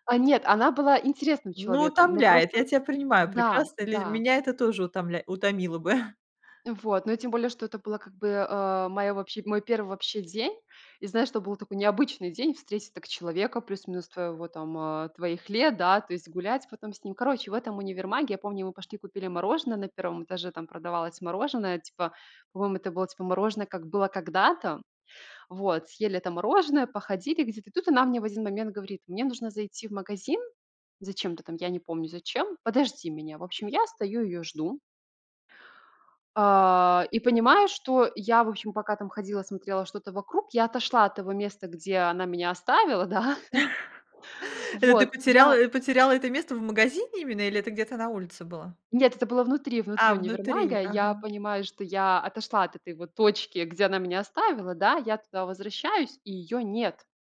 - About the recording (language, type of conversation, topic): Russian, podcast, Как ты познакомился(ась) с незнакомцем, который помог тебе найти дорогу?
- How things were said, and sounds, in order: chuckle; chuckle